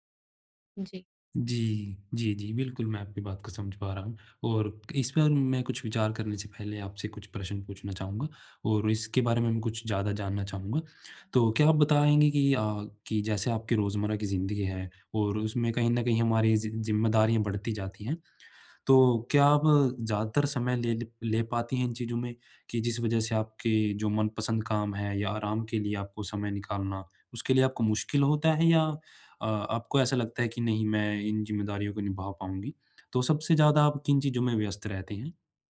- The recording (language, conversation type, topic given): Hindi, advice, मैं अपनी रोज़मर्रा की ज़िंदगी में मनोरंजन के लिए समय कैसे निकालूँ?
- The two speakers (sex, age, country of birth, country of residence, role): female, 30-34, India, India, user; male, 45-49, India, India, advisor
- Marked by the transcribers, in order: none